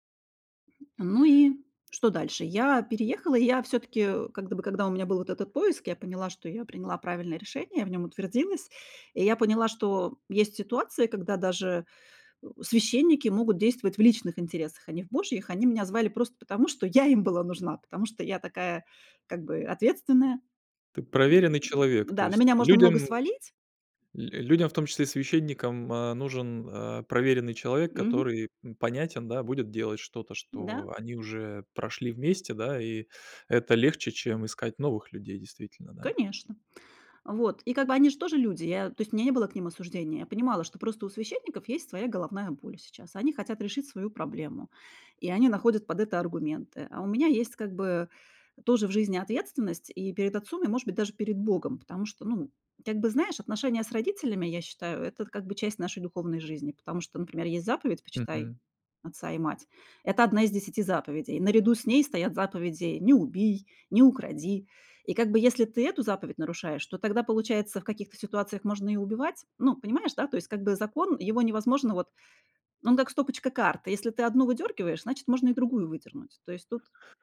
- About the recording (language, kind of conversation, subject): Russian, podcast, Какой маленький шаг изменил твою жизнь?
- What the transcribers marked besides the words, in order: other noise; tapping; other background noise